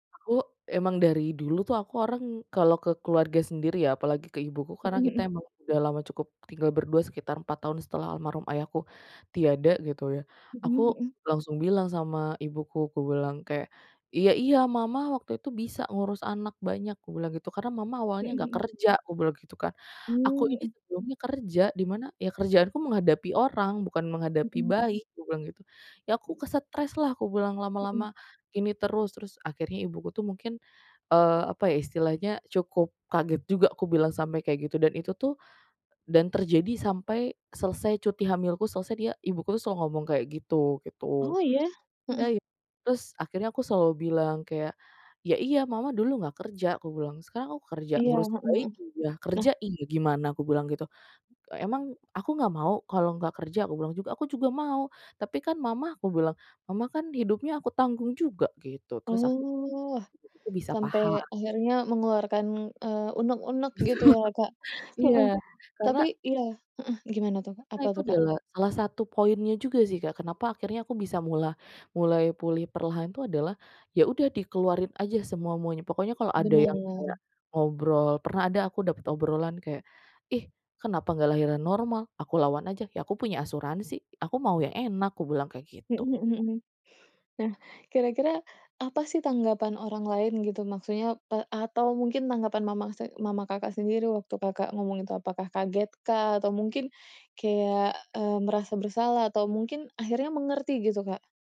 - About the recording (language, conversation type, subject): Indonesian, podcast, Bagaimana cara kamu menjaga kesehatan mental saat sedang dalam masa pemulihan?
- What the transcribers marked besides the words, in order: other background noise; unintelligible speech; laughing while speaking: "Betul"